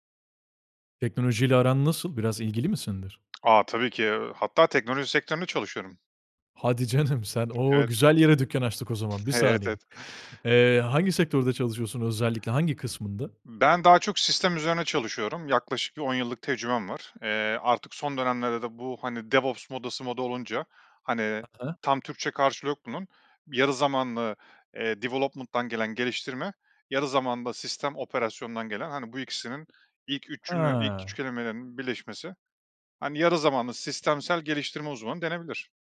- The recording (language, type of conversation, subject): Turkish, podcast, Yeni bir teknolojiyi denemeye karar verirken nelere dikkat ediyorsun?
- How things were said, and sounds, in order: tapping; other background noise; laughing while speaking: "Evet"; in English: "development'dan"